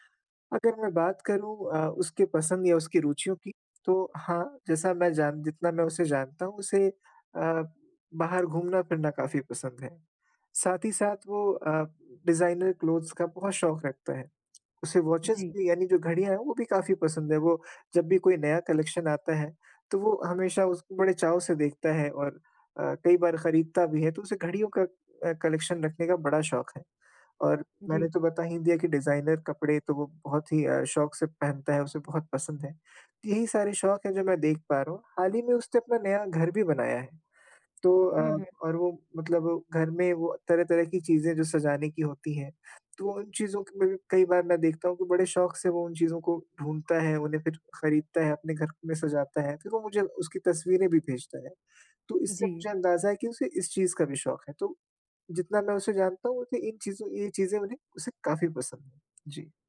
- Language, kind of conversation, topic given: Hindi, advice, उपहार के लिए सही विचार कैसे चुनें?
- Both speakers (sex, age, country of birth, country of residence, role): female, 30-34, India, India, advisor; male, 25-29, India, India, user
- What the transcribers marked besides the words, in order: tapping; in English: "डिज़ाइनर क्लोथ्स"; in English: "वॉचेज़"; in English: "कलेक्शन"; in English: "कलेक्शन"; in English: "डिज़ाइनर"